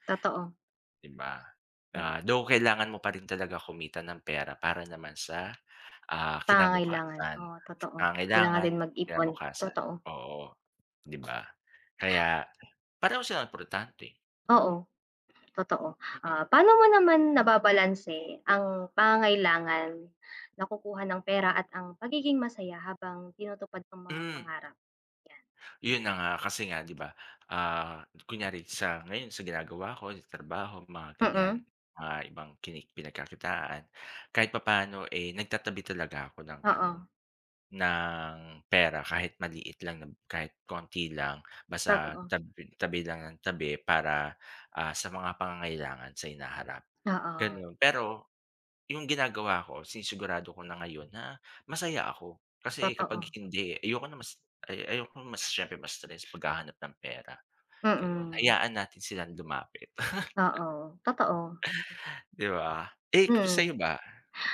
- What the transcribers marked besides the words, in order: tapping; other background noise; chuckle
- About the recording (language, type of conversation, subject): Filipino, unstructured, Sa tingin mo ba, mas mahalaga ang pera o ang kasiyahan sa pagtupad ng pangarap?